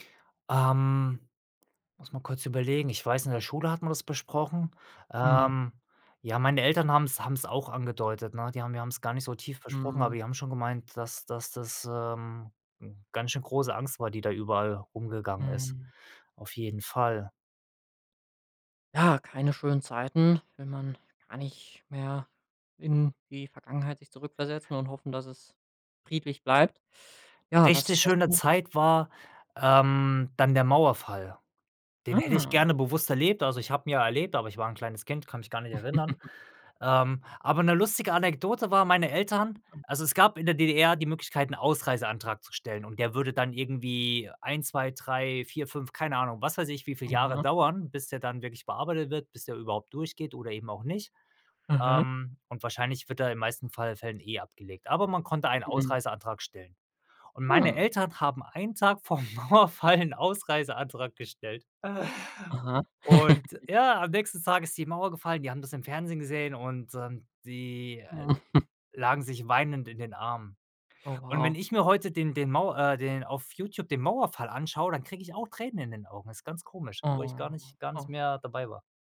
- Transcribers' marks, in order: drawn out: "Ah"; chuckle; other noise; laughing while speaking: "Tag vorm Mauerfall 'n Ausreiseantrag gestellt"; chuckle; chuckle; drawn out: "Oh"
- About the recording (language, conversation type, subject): German, podcast, Welche Geschichten über Krieg, Flucht oder Migration kennst du aus deiner Familie?